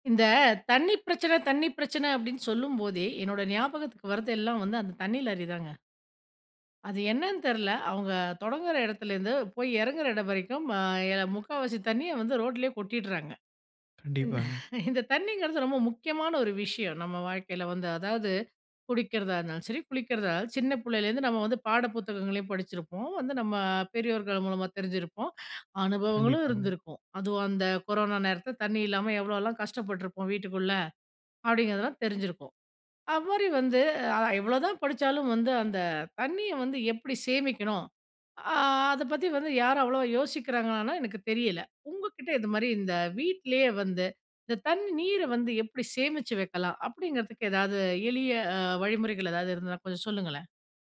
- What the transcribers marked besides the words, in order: laughing while speaking: "இந் இந்த தண்ணீங்கிறது"; "அப்படி" said as "அவ்வாரி"
- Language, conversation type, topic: Tamil, podcast, வீட்டில் நீர் சேமிக்க என்ன செய்யலாம்?